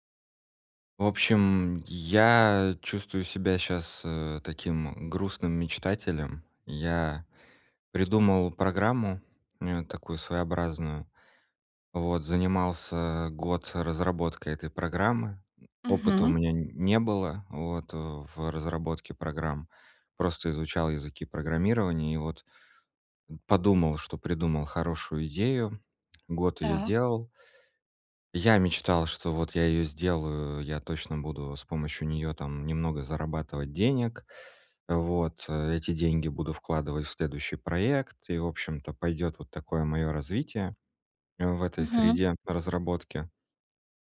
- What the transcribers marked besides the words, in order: none
- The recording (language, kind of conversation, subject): Russian, advice, Как согласовать мои большие ожидания с реальными возможностями, не доводя себя до эмоционального выгорания?